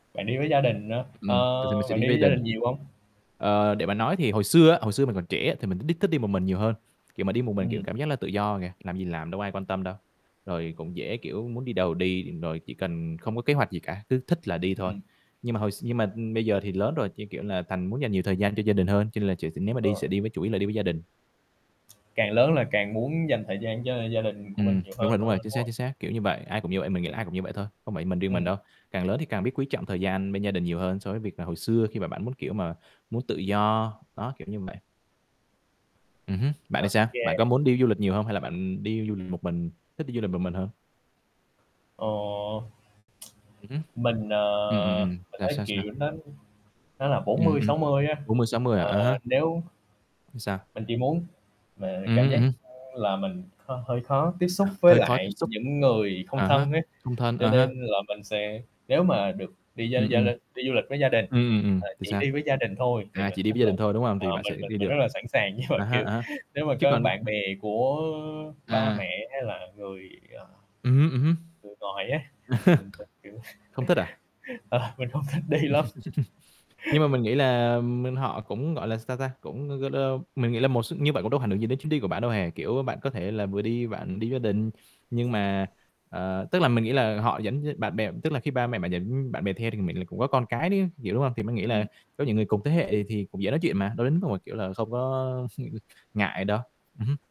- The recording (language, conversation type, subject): Vietnamese, unstructured, Bạn cảm thấy thế nào khi đạt được một mục tiêu trong sở thích của mình?
- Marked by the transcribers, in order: static; other background noise; tapping; distorted speech; mechanical hum; laughing while speaking: "Nhưng mà"; laugh; laughing while speaking: "kiểu ờ, mình hông thích đi lắm"; chuckle; laugh; unintelligible speech; chuckle